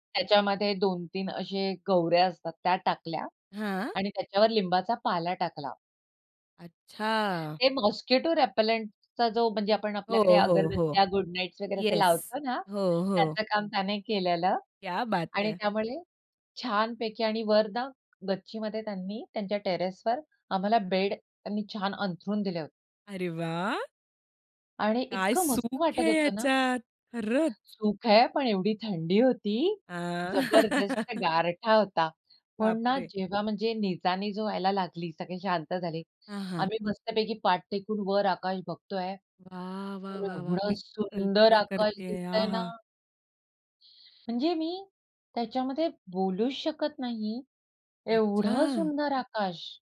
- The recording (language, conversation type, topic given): Marathi, podcast, ताऱ्यांनी भरलेलं आकाश पाहिल्यावर तुम्हाला कसं वाटतं?
- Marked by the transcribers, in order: other background noise; in English: "मॉस्किटो रेपेलेंटचा"; in English: "गुड नाईट्स"; laughing while speaking: "लावतो ना, त्याचं काम त्याने केलेलं"; in Hindi: "क्या बात है!"; joyful: "अरे वाह!"; trusting: "काय सुख आहे याच्यात, खरंच"; stressed: "खरंच"; chuckle; trusting: "वाह, वाह, वाह, वाह! मी कल्पना करतेय आहा!"; trusting: "तर एवढा सुंदर आकाश दिसतंय ना"; surprised: "एवढं सुंदर आकाश"; surprised: "अच्छा!"